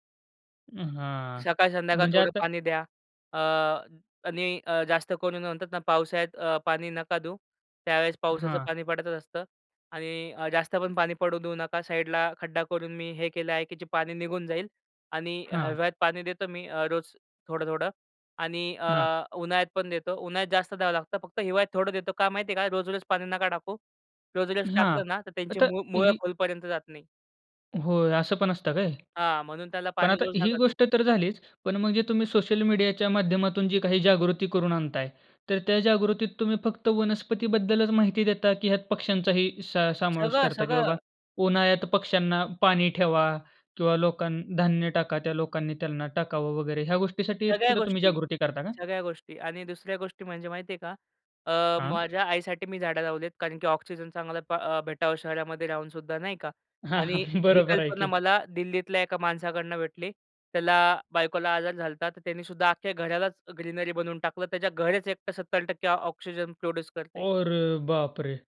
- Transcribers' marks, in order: laughing while speaking: "हां, हां. बरोबर आहे की"; in English: "प्रोड्यूस"; surprised: "अरे बापरे!"
- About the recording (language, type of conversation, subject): Marathi, podcast, घरात साध्या उपायांनी निसर्गाविषयीची आवड कशी वाढवता येईल?